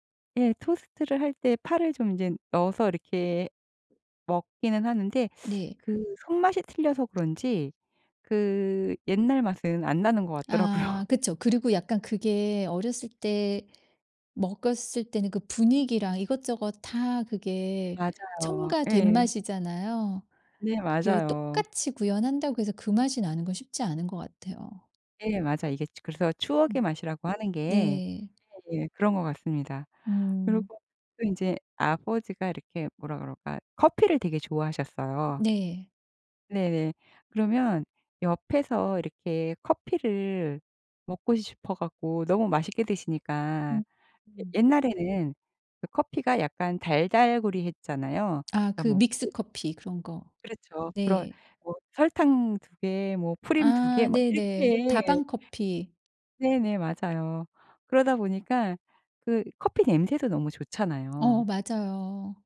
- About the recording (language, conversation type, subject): Korean, podcast, 어린 시절에 가장 기억에 남는 음식은 무엇인가요?
- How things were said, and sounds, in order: other background noise; tapping; laughing while speaking: "같더라고요"; other noise; unintelligible speech